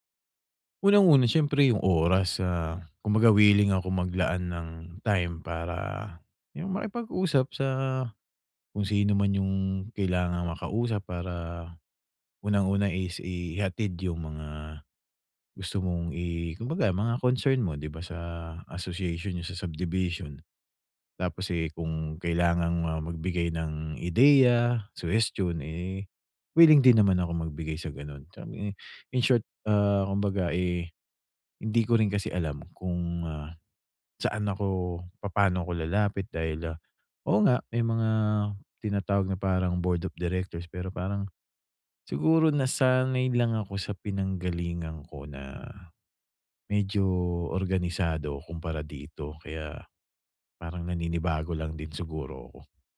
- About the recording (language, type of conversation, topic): Filipino, advice, Paano ako makagagawa ng makabuluhang ambag sa komunidad?
- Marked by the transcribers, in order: none